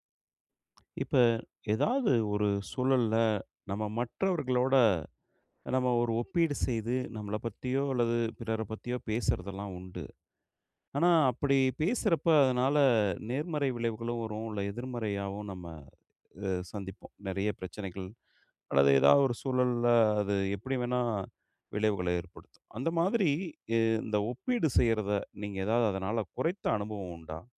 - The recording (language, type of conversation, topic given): Tamil, podcast, மற்றவர்களுடன் உங்களை ஒப்பிடும் பழக்கத்தை நீங்கள் எப்படி குறைத்தீர்கள், அதற்கான ஒரு அனுபவத்தைப் பகிர முடியுமா?
- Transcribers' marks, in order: tapping